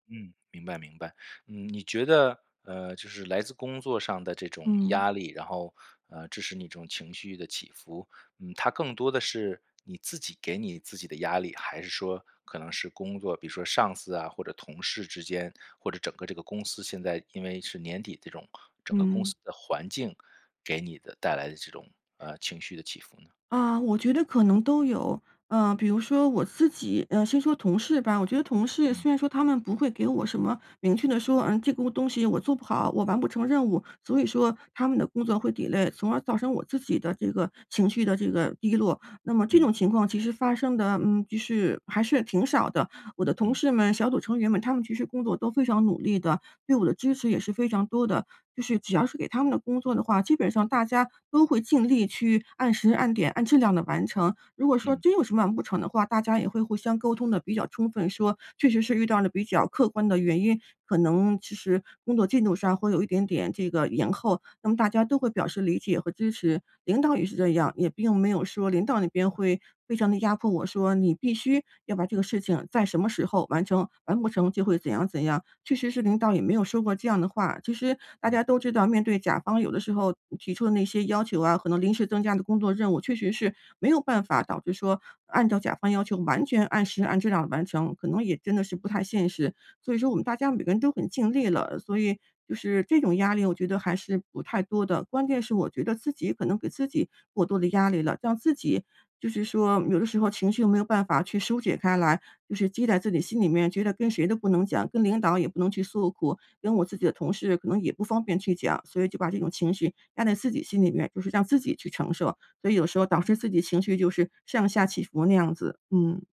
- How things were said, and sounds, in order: tapping; other background noise; in English: "delay"; laughing while speaking: "致"
- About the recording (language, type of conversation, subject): Chinese, advice, 情绪起伏会影响我的学习专注力吗？